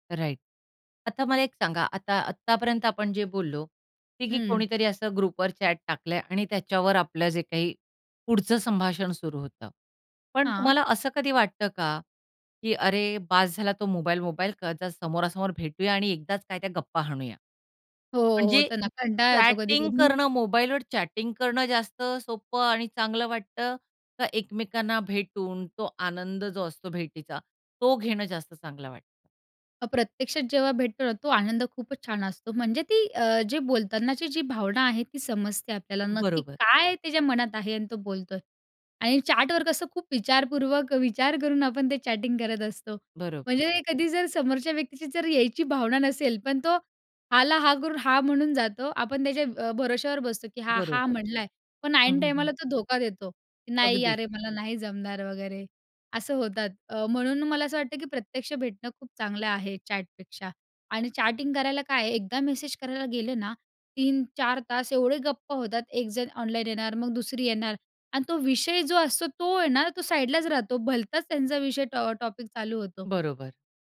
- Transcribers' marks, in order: in English: "राइट"; laughing while speaking: "कधी-कधी"; in English: "चॅटवर"; joyful: "विचार करून आपण ते चॅटिंग करत असतो"; in English: "चॅटिंग"; in English: "टाईमाला"; in Hindi: "धोका"; in English: "चॅटपेक्षा"; in English: "चॅटिंग"; in English: "साईडलाच"; in English: "टॉपिक"
- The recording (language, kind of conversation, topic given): Marathi, podcast, ग्रुप चॅटमध्ये तुम्ही कोणती भूमिका घेतता?